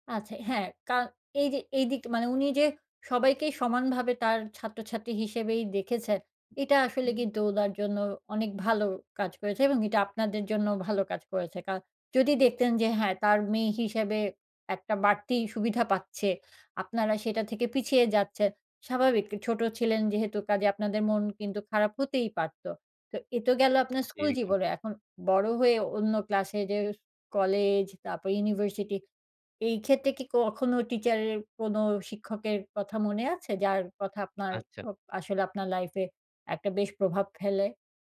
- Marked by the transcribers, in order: none
- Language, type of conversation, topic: Bengali, podcast, স্কুলজীবনের কিছু স্মৃতি আজও এত স্পষ্টভাবে মনে থাকে কেন?